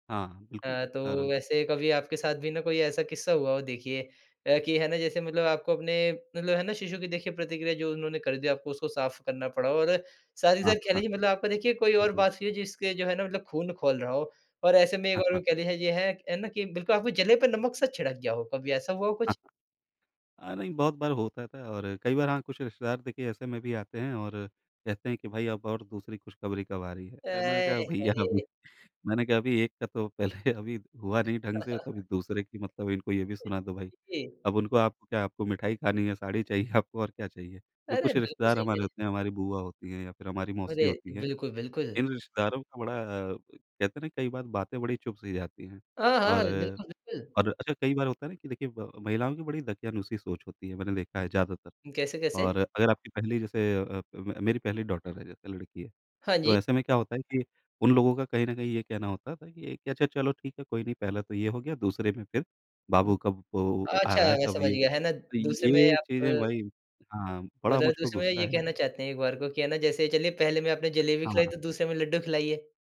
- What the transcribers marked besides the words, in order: chuckle; unintelligible speech; laughing while speaking: "मैंने कहा भैया अभी"; laughing while speaking: "पहले"; chuckle; in English: "डॉटर"
- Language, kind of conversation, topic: Hindi, podcast, पहली बार माता-पिता बनने पर आपको सबसे बड़ा सबक क्या मिला?